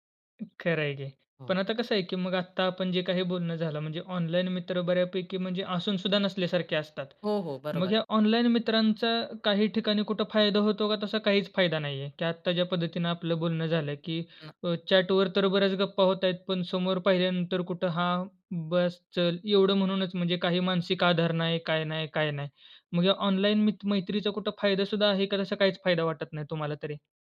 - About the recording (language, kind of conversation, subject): Marathi, podcast, ऑनलाइन आणि प्रत्यक्ष मैत्रीतला सर्वात मोठा फरक काय आहे?
- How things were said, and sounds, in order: other background noise